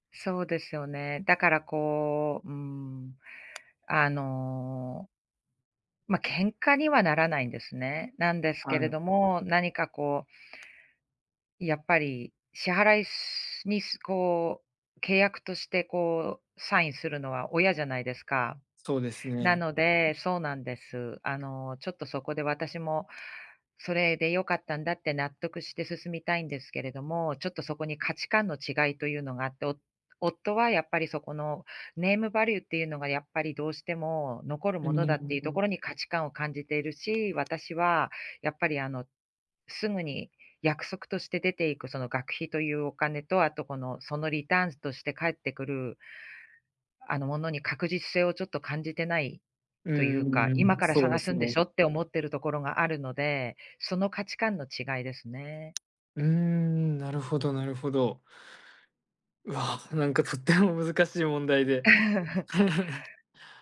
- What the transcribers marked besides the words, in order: other background noise; chuckle
- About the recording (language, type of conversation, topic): Japanese, advice, 家族と価値観が違って孤立を感じているのはなぜですか？